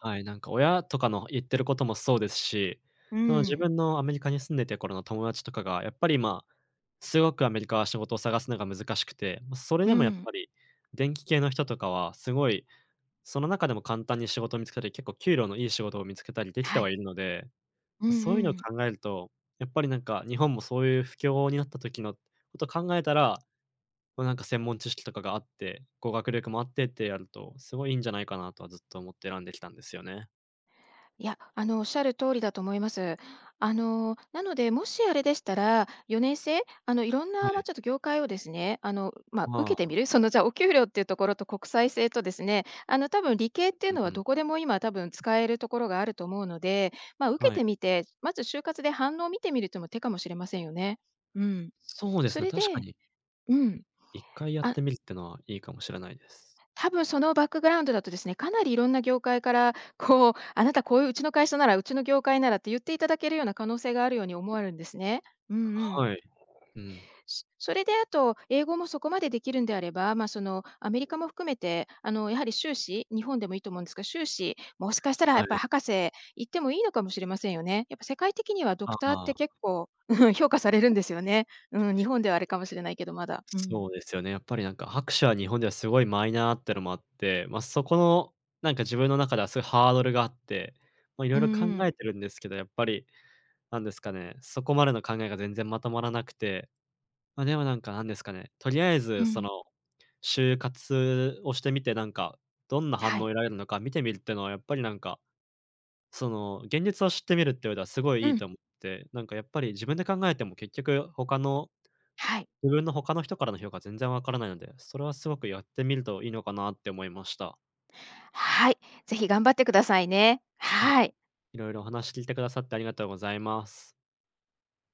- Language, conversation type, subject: Japanese, advice, キャリアの方向性に迷っていますが、次に何をすればよいですか？
- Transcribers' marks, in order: other background noise; chuckle; unintelligible speech